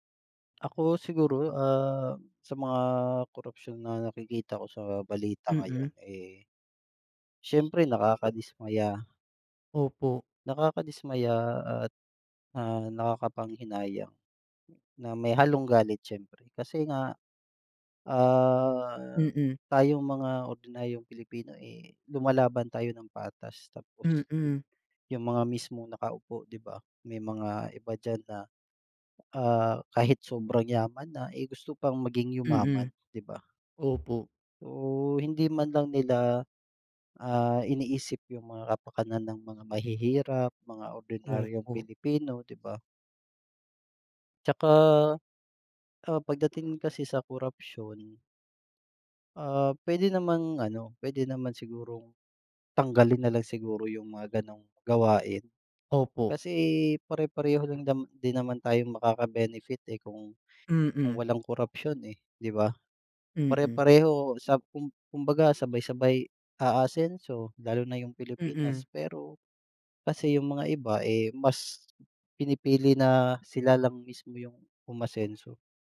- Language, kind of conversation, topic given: Filipino, unstructured, Paano mo nararamdaman ang mga nabubunyag na kaso ng katiwalian sa balita?
- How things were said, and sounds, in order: drawn out: "ah"; tapping